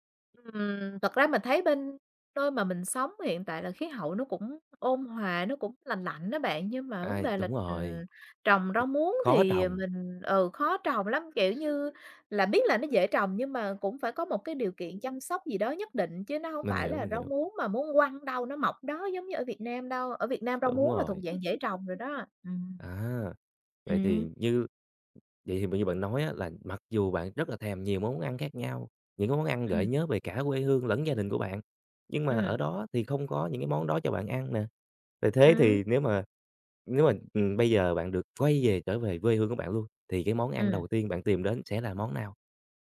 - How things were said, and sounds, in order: tapping; other noise; other background noise
- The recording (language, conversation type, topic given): Vietnamese, podcast, Món ăn nào khiến bạn nhớ về quê hương nhất?